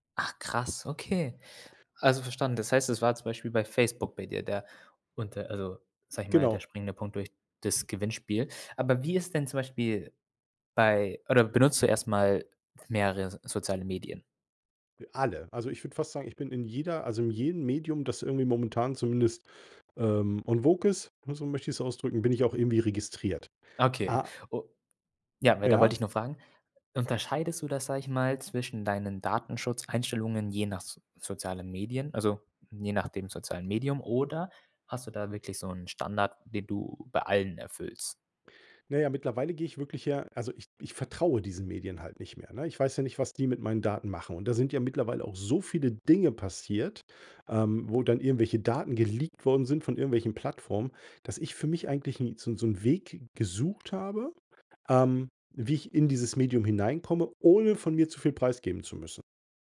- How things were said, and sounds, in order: other background noise; in French: "en vogue"
- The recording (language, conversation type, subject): German, podcast, Wie wichtig sind dir Datenschutz-Einstellungen in sozialen Netzwerken?